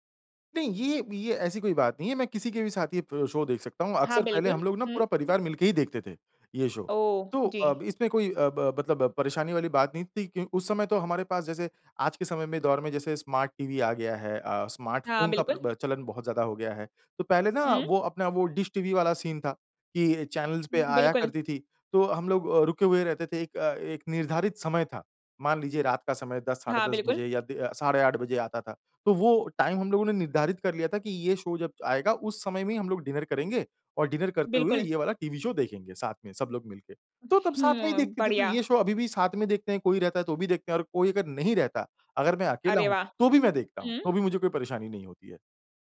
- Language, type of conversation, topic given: Hindi, podcast, आराम करने के लिए आप कौन-सा टीवी धारावाहिक बार-बार देखते हैं?
- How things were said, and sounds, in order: in English: "शो"; in English: "सीन"; in English: "चैनलज़"; in English: "टाइम"; in English: "शो"; in English: "डिनर"; in English: "डिनर"; in English: "शो"; in English: "शो"